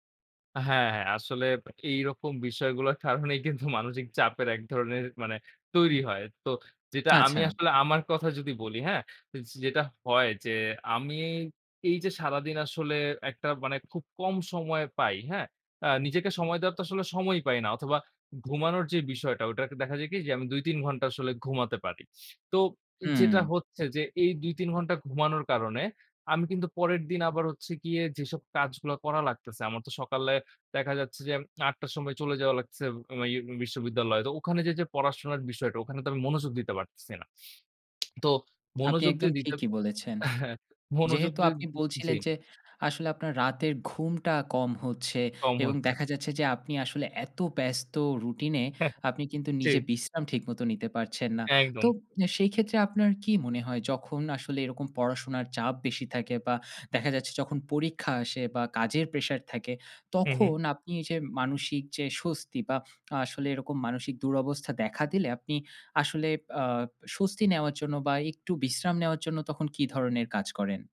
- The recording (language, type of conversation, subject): Bengali, podcast, নিজেকে চাপ না দিয়ে কাজ চালাতে কী কী কৌশল ব্যবহার করা যায়?
- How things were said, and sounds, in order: laughing while speaking: "কারণেই কিন্তু মানসিক"; tsk; laughing while speaking: "আ হ্যাঁ মনোযোগ যে"; laughing while speaking: "হ্যা। জি"